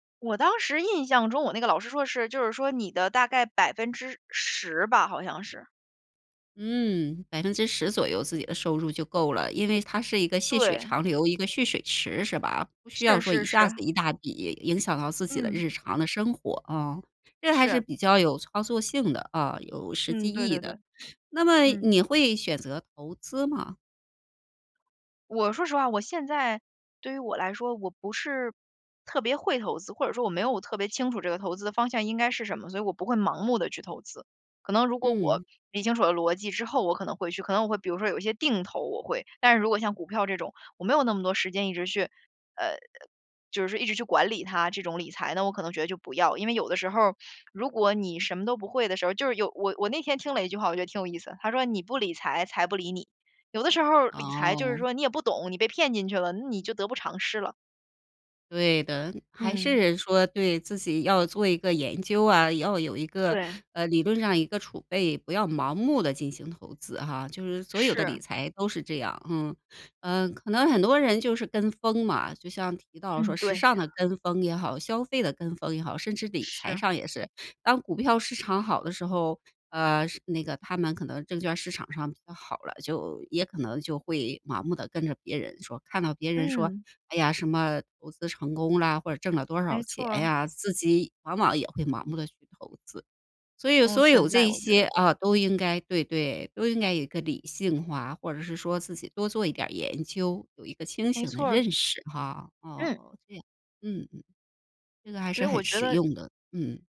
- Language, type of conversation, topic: Chinese, podcast, 你会如何权衡存钱和即时消费？
- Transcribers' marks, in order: other noise